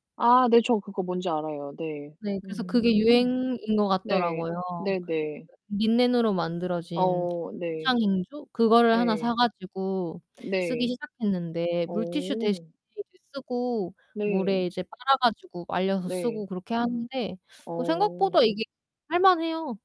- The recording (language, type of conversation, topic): Korean, unstructured, 환경 문제에 대해 어떤 생각을 가지고 계신가요?
- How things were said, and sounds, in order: other background noise; distorted speech